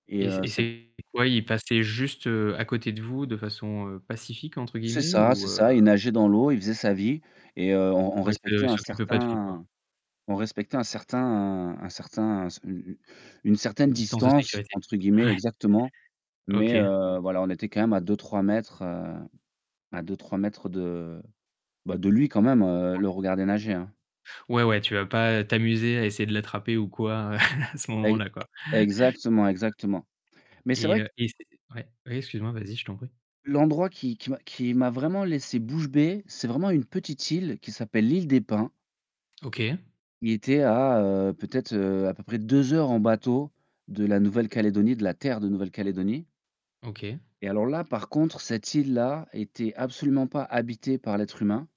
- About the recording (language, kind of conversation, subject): French, podcast, Quel paysage t’a laissé bouche bée sans que tu t’y attendes ?
- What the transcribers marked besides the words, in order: static; distorted speech; chuckle; other noise